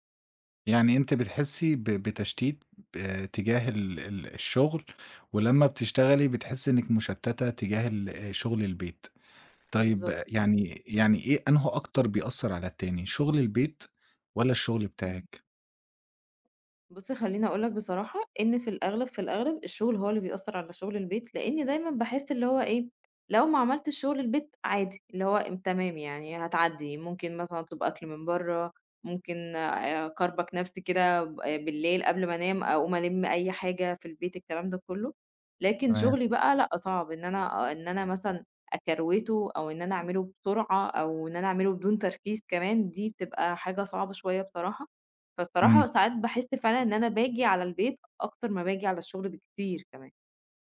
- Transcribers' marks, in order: none
- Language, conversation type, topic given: Arabic, advice, إزاي غياب التخطيط اليومي بيخلّيك تضيّع وقتك؟